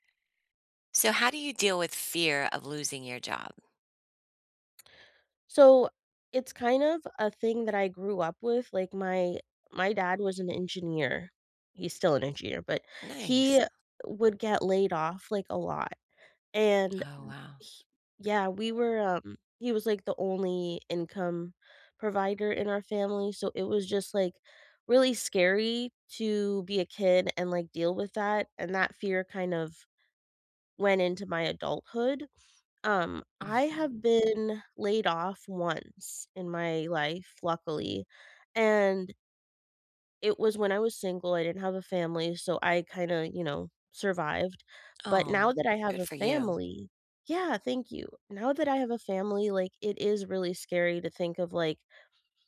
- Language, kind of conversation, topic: English, unstructured, How do you deal with the fear of losing your job?
- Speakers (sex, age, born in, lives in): female, 40-44, Ukraine, United States; female, 50-54, United States, United States
- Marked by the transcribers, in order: tapping